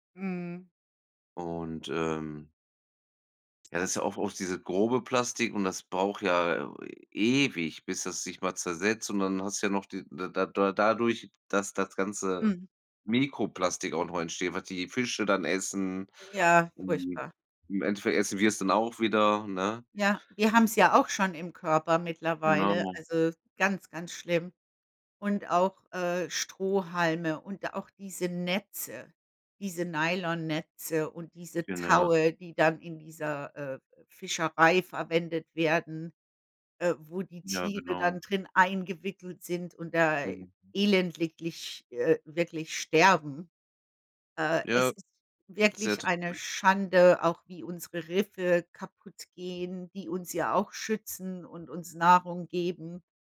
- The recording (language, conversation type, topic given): German, unstructured, Wie beeinflusst Plastik unsere Meere und die darin lebenden Tiere?
- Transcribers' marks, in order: stressed: "ewig"; tapping; "elendig" said as "elendiglich"